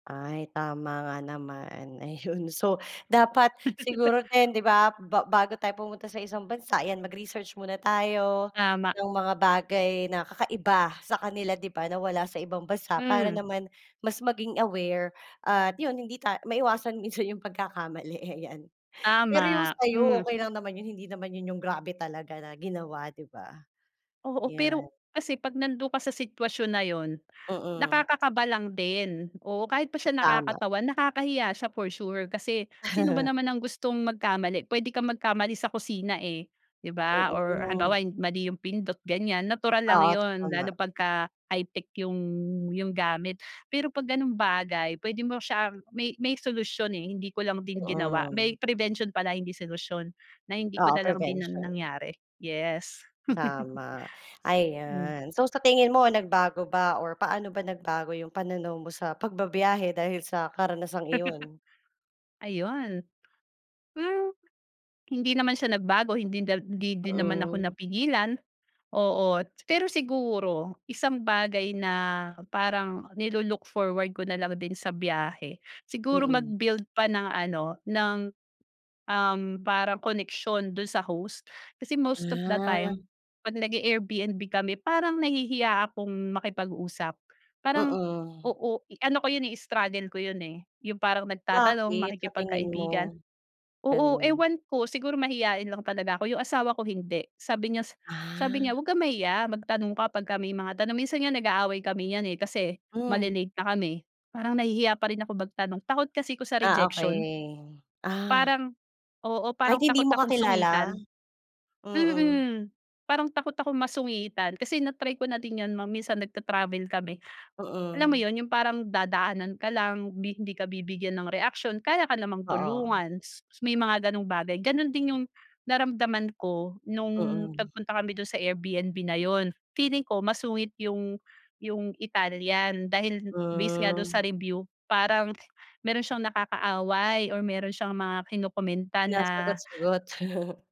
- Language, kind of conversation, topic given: Filipino, podcast, May nakakatawang aberya ka ba habang naglalakbay, at maaari mo ba itong ikuwento?
- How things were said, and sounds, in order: chuckle; other background noise; giggle; laughing while speaking: "pagkakamali"; tapping; chuckle; laugh; chuckle; other noise; chuckle